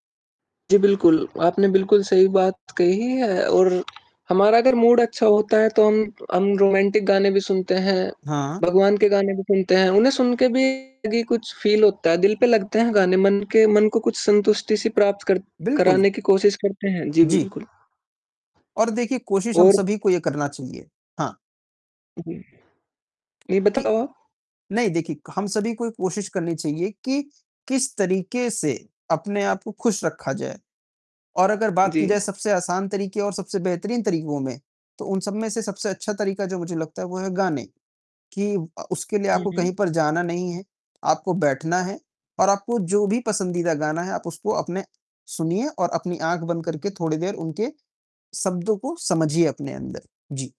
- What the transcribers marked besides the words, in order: static; tapping; in English: "मूड"; in English: "रोमांटिक"; distorted speech; in English: "फील"
- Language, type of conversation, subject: Hindi, unstructured, आपको कौन सा गाना सबसे ज़्यादा खुश करता है?